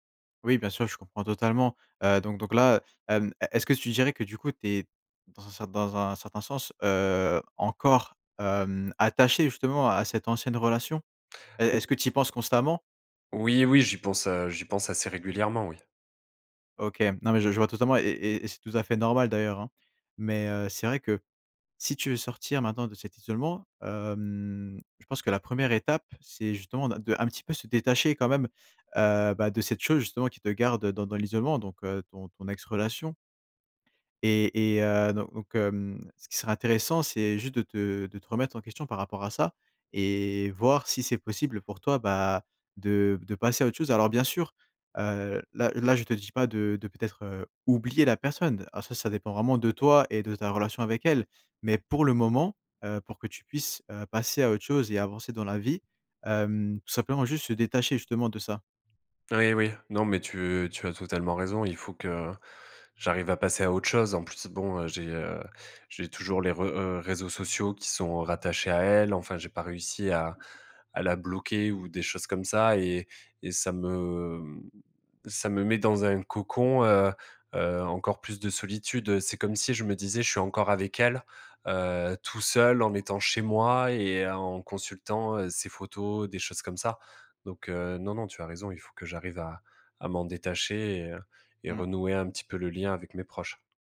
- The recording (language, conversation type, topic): French, advice, Comment vivez-vous la solitude et l’isolement social depuis votre séparation ?
- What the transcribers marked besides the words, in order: drawn out: "hem"; drawn out: "me"